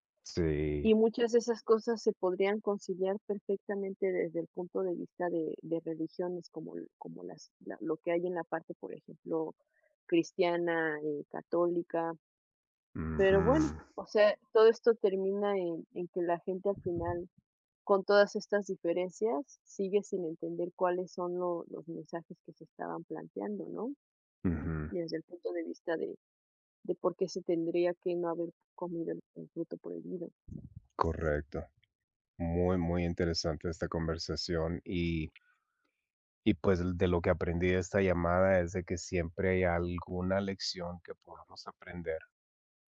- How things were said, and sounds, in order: other background noise; tapping
- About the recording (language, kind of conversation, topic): Spanish, unstructured, ¿Cuál crees que ha sido el mayor error de la historia?